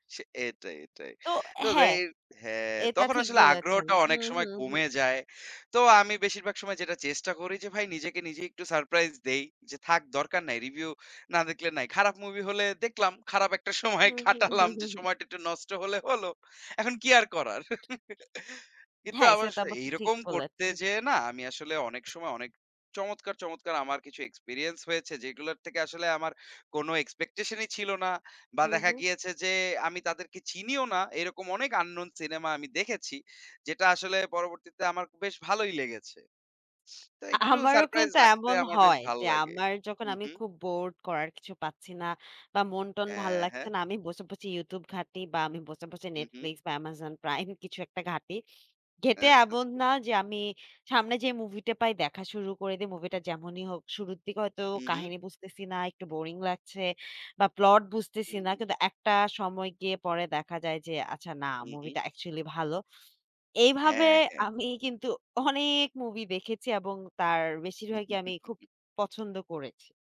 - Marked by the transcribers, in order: laughing while speaking: "খারাপ একটা সময় কাটালাম যে … কি আর করার?"; laugh; in English: "এক্সপেকটেশন"; in English: "আননোন"; sniff; other noise; "এমন" said as "এবন"; laugh
- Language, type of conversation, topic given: Bengali, unstructured, কেন কিছু সিনেমা দর্শকদের মধ্যে অপ্রয়োজনীয় গরমাগরম বিতর্ক সৃষ্টি করে?